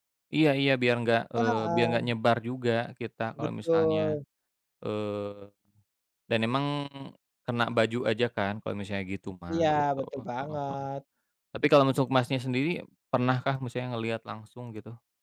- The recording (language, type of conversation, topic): Indonesian, unstructured, Bagaimana reaksi kamu jika melihat ada orang membuang ingus sembarangan di tempat olahraga?
- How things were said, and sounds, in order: none